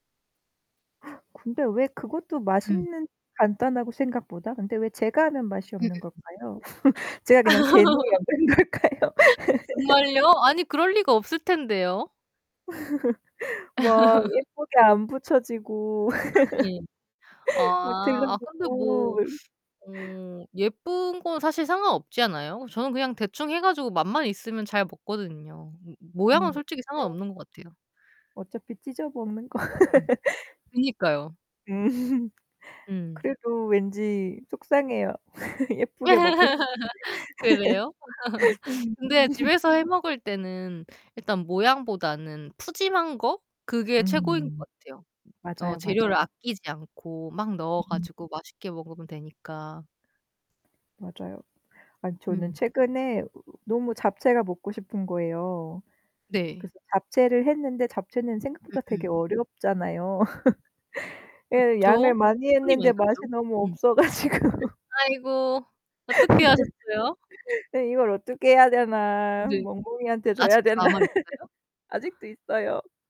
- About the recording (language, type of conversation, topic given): Korean, unstructured, 요리할 때 가장 좋아하는 재료는 무엇인가요?
- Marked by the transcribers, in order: static; gasp; distorted speech; laugh; laughing while speaking: "걸까요?"; other background noise; laugh; laugh; laugh; laughing while speaking: "거"; laugh; laughing while speaking: "음"; laugh; laugh; laughing while speaking: "가지고"; gasp; laugh; laugh